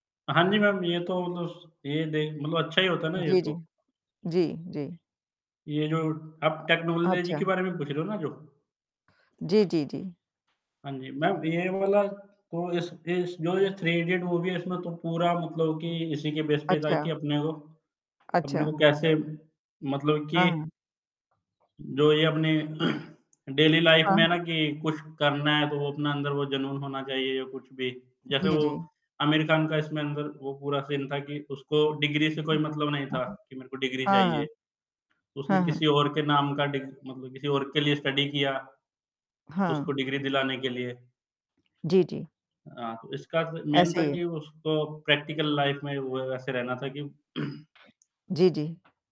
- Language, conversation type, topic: Hindi, unstructured, किस फिल्म का कौन-सा दृश्य आपको सबसे ज़्यादा प्रभावित कर गया?
- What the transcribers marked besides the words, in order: in English: "मैम"; in English: "टेक्नोलॉजी"; static; in English: "मैम"; distorted speech; in English: "मूवी"; in English: "बेस"; horn; throat clearing; in English: "डेली लाइफ"; in English: "सीन"; in English: "स्टडी"; in English: "मेन"; in English: "प्रैक्टिकल लाइफ"; throat clearing